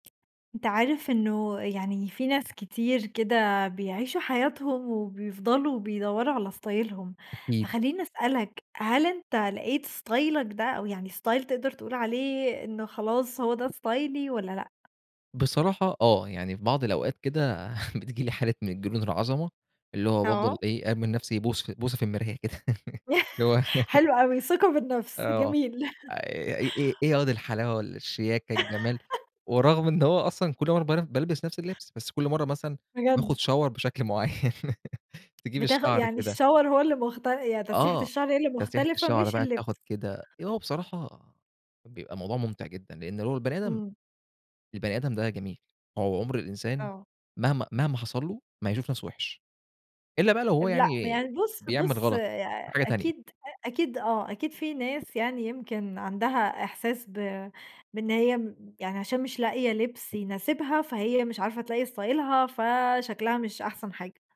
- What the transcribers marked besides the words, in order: in English: "ستايلهم"; in English: "ستايلك"; in English: "ستايل"; in English: "ستايلي"; chuckle; laugh; laughing while speaking: "في المرايا كده"; giggle; laugh; giggle; in English: "شاور"; laugh; in English: "الشاور"; in English: "ستايلها"
- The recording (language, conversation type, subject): Arabic, podcast, إيه نصيحتك لحد عايز يلاقي شريك حياته المناسب؟
- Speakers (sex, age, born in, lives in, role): female, 20-24, Egypt, Romania, host; male, 25-29, Egypt, Egypt, guest